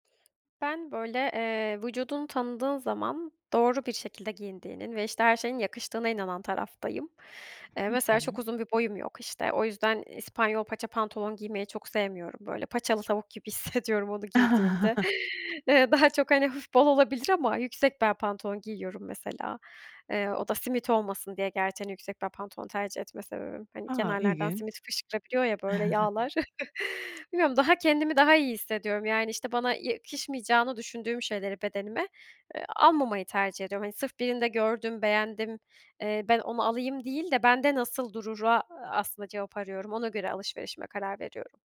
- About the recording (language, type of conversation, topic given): Turkish, podcast, Bedenini kabul etmek stilini nasıl şekillendirir?
- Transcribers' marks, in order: tapping; other background noise; laughing while speaking: "hissediyorum"; chuckle; chuckle